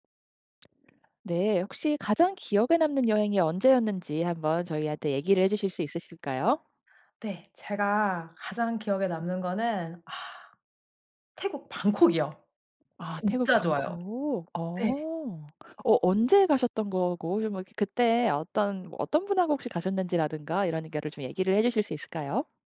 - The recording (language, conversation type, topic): Korean, podcast, 가장 기억에 남는 여행은 언제였나요?
- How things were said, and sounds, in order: other background noise; tapping